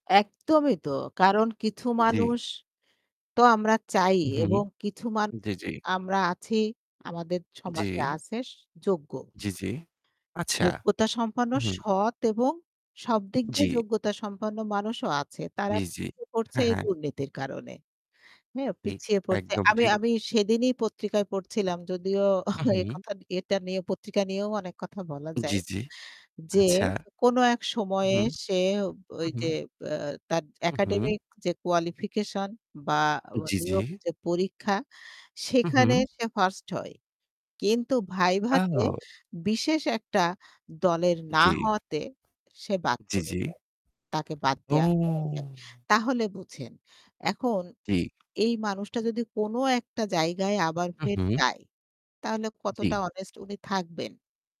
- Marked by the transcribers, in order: tapping; "কিছু" said as "কিথু"; static; "কিছু" said as "কিথু"; "আছে" said as "আছেস"; distorted speech; other background noise; chuckle; "এটা" said as "এতা"; in English: "qualification"; drawn out: "ও"
- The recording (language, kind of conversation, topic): Bengali, unstructured, সরকারি আর্থিক দুর্নীতি কেন বন্ধ হচ্ছে না?